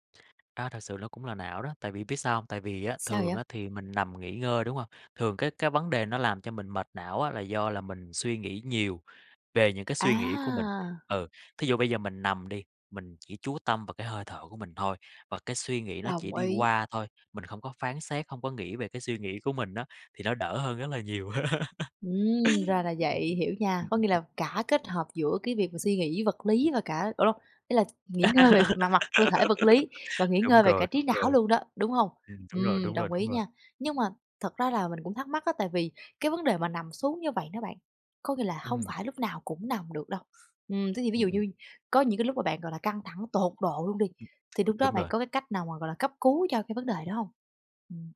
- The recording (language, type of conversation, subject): Vietnamese, podcast, Bạn có thể kể về một thói quen hằng ngày giúp bạn giảm căng thẳng không?
- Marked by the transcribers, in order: tapping; drawn out: "A!"; laugh; laugh; other background noise